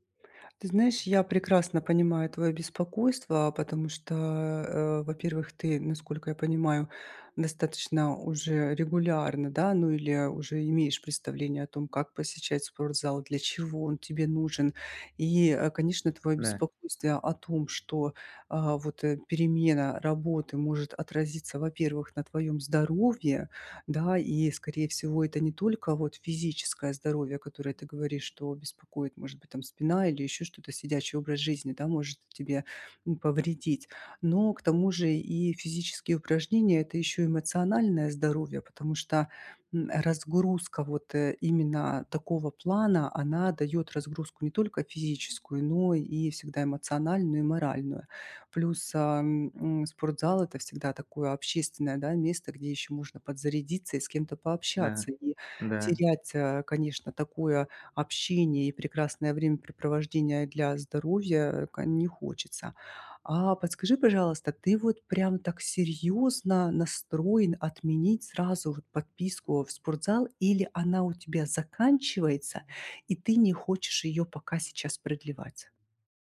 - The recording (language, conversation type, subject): Russian, advice, Как сохранить привычку заниматься спортом при частых изменениях расписания?
- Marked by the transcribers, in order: none